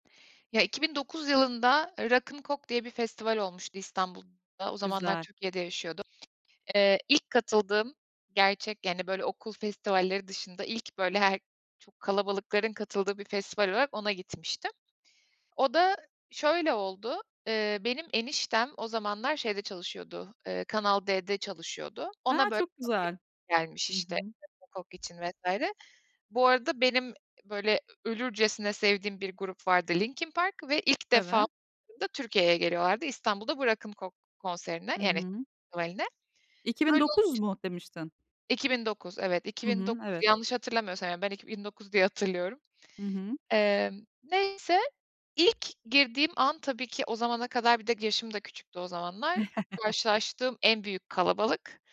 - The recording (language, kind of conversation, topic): Turkish, podcast, Bir festivale katıldığında neler hissettin?
- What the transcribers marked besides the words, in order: other background noise; tapping; unintelligible speech; chuckle